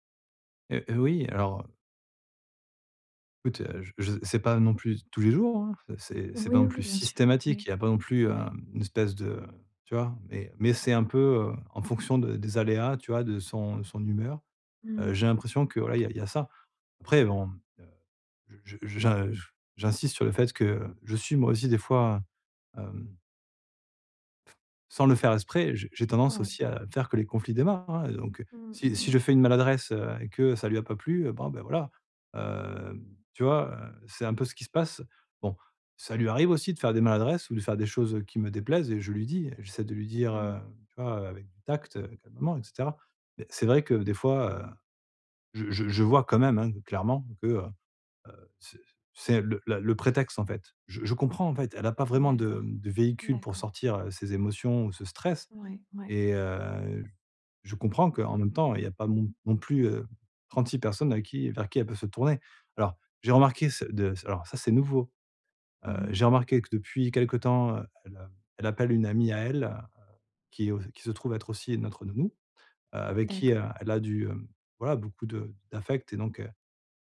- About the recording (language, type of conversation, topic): French, advice, Comment puis-je mettre fin aux disputes familiales qui reviennent sans cesse ?
- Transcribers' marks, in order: none